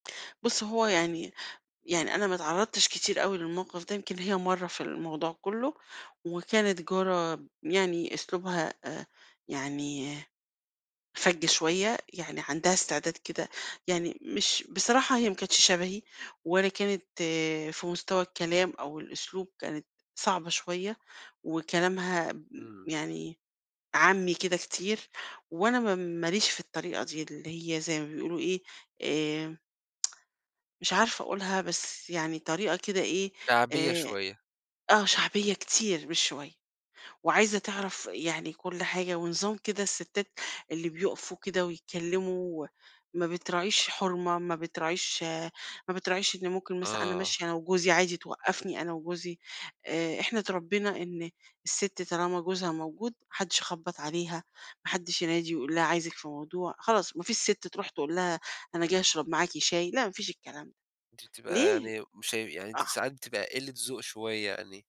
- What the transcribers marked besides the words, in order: tsk; tapping; unintelligible speech
- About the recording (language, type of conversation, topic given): Arabic, podcast, ليه الجار الكويس مهم بالنسبة لك؟